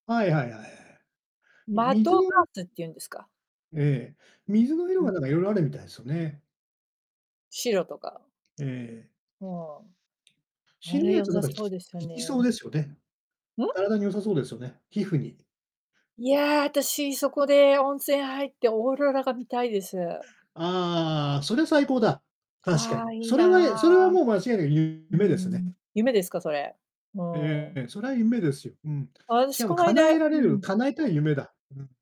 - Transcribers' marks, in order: unintelligible speech; distorted speech; tapping
- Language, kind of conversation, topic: Japanese, unstructured, 夢が叶ったら、まず最初に何をしたいですか？